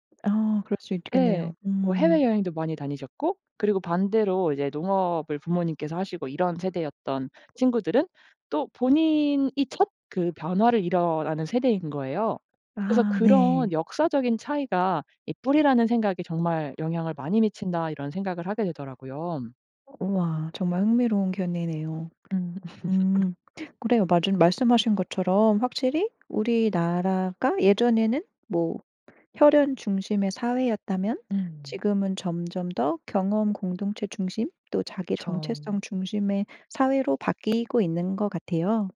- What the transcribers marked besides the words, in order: other background noise; laugh
- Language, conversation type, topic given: Korean, podcast, 세대에 따라 ‘뿌리’를 바라보는 관점은 어떻게 다른가요?